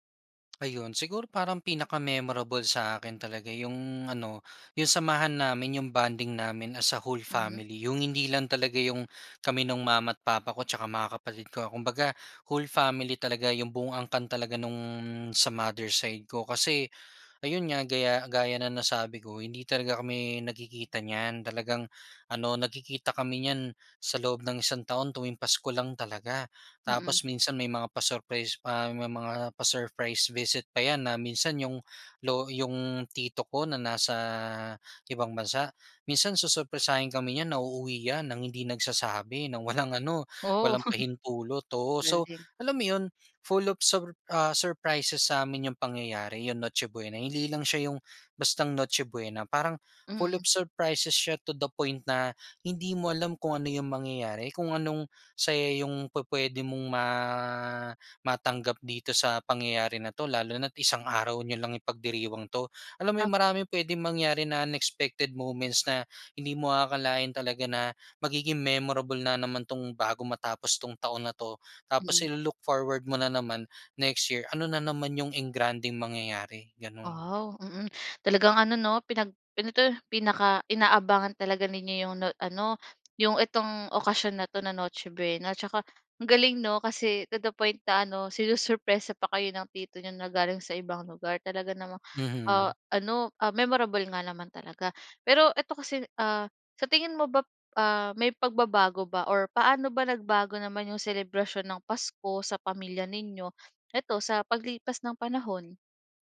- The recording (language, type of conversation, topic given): Filipino, podcast, Ano ang palaging nasa hapag ninyo tuwing Noche Buena?
- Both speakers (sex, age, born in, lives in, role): female, 25-29, Philippines, Philippines, host; male, 25-29, Philippines, Philippines, guest
- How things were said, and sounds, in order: lip smack; in English: "as a whole family"; laugh; in English: "full of surprises"; in English: "unexpected moments"